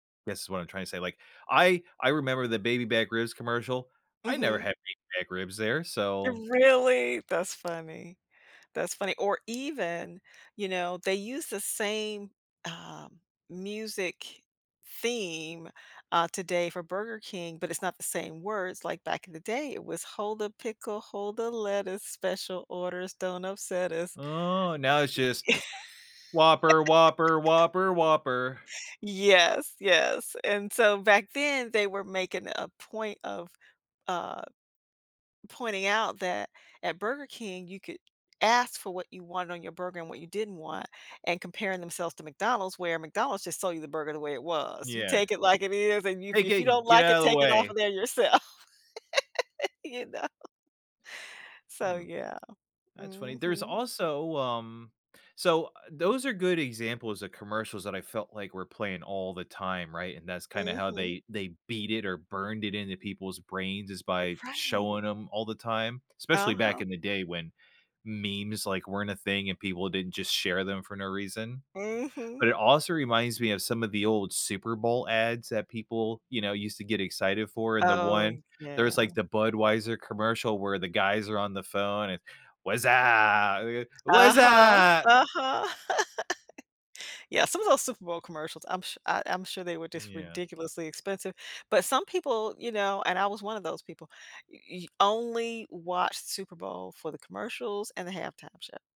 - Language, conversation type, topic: English, unstructured, How should I feel about a song after it's used in media?
- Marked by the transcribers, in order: singing: "Hold the pickle, hold the lettuce, special orders, don't upset us"; singing: "Whopper, Whopper, Whopper, Whopper"; other background noise; laugh; tapping; laughing while speaking: "yourself. You know?"; laugh; put-on voice: "Wuzzup! Wuzzup!"; unintelligible speech; laugh